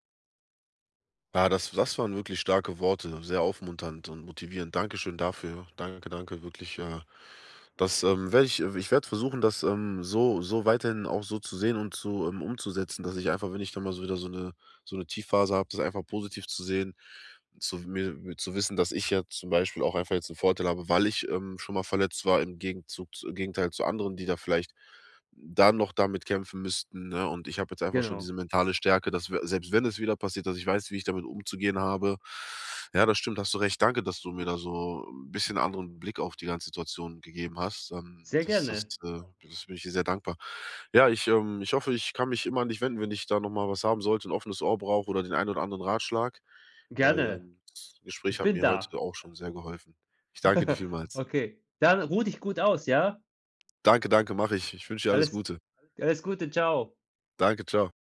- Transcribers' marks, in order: laugh
- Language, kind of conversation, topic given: German, advice, Wie kann ich die Angst vor Zeitverschwendung überwinden und ohne Schuldgefühle entspannen?